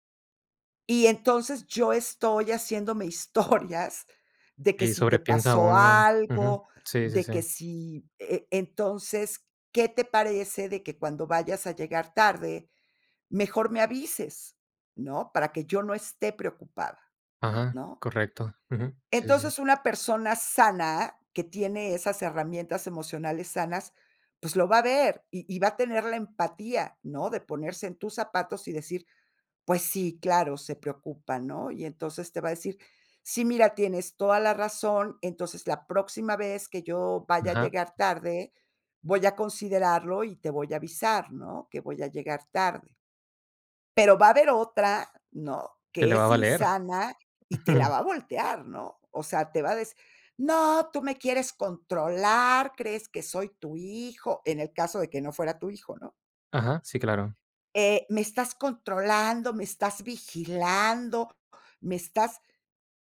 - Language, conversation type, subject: Spanish, podcast, ¿Qué papel juega la vulnerabilidad al comunicarnos con claridad?
- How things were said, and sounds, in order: laughing while speaking: "historias"; laugh